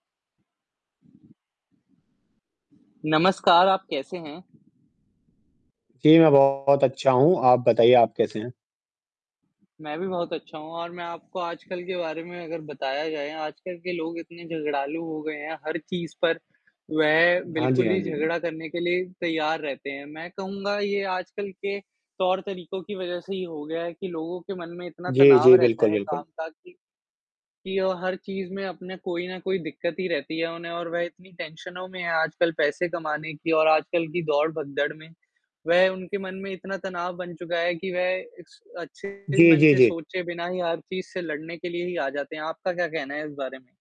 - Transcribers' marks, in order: static; other background noise; distorted speech
- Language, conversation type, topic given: Hindi, unstructured, आपके अनुसार झगड़ा कब शुरू होता है?